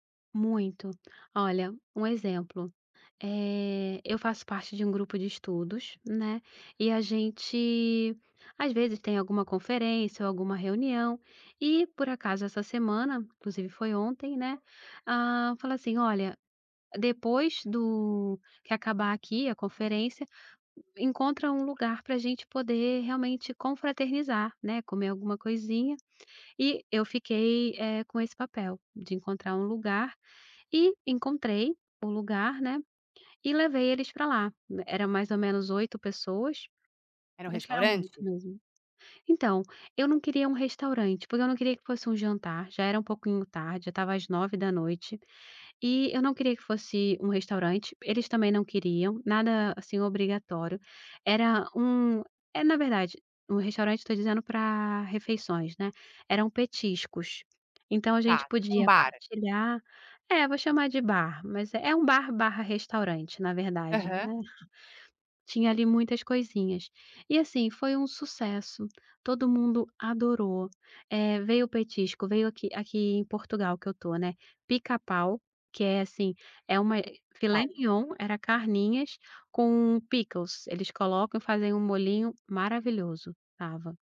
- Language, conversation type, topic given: Portuguese, podcast, Como a comida influencia a sensação de pertencimento?
- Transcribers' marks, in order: tapping; other background noise; chuckle; in English: "pickles"; put-on voice: "pickles"